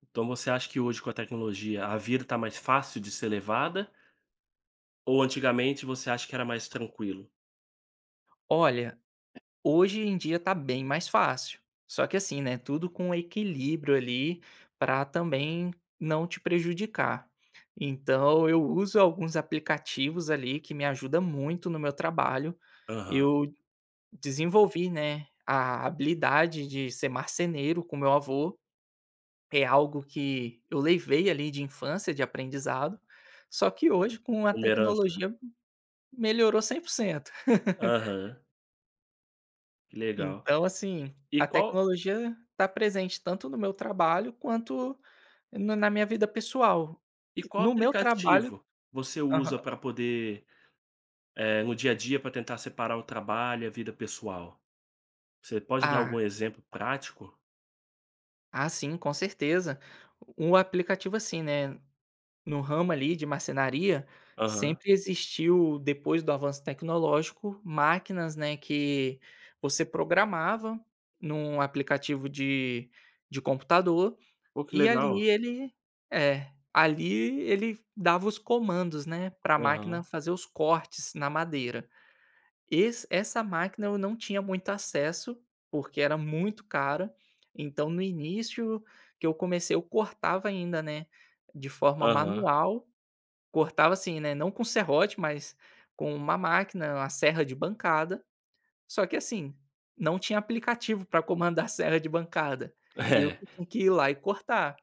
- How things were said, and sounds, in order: other noise; laugh
- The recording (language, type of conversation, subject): Portuguese, podcast, Como você equilibra trabalho e vida pessoal com a ajuda de aplicativos?